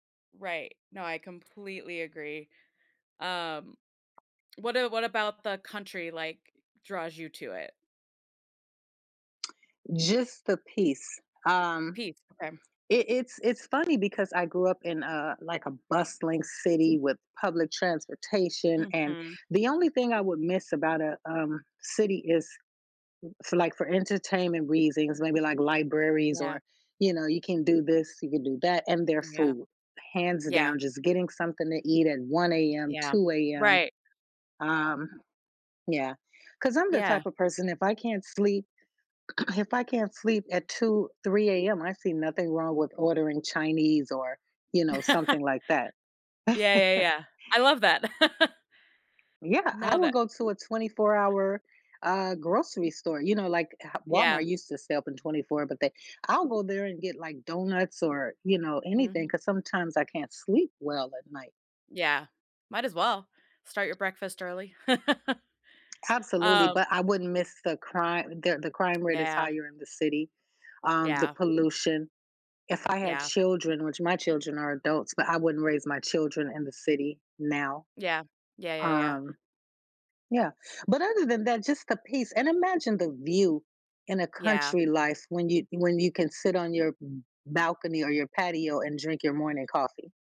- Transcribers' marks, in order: tapping; other background noise; throat clearing; laugh; laugh; laugh
- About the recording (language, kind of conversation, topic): English, unstructured, How do our surroundings shape the way we live and connect with others?
- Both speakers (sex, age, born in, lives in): female, 35-39, United States, United States; female, 50-54, United States, United States